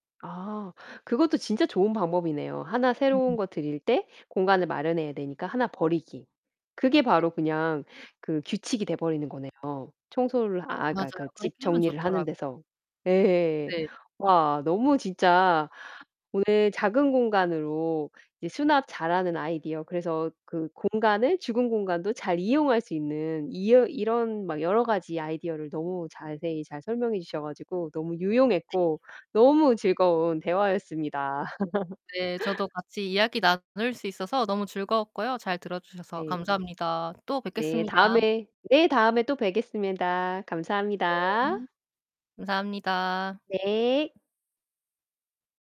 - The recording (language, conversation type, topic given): Korean, podcast, 작은 공간에서도 수납을 잘할 수 있는 아이디어는 무엇인가요?
- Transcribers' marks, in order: distorted speech; laugh; static; other background noise; tapping